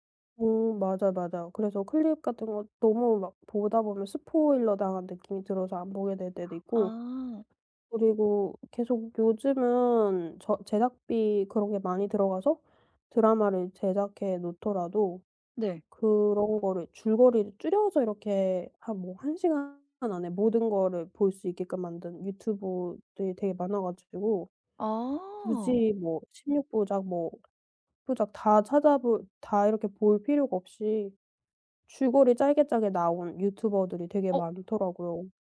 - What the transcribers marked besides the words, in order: other background noise; tapping
- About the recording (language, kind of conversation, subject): Korean, podcast, OTT 플랫폼 간 경쟁이 콘텐츠에 어떤 영향을 미쳤나요?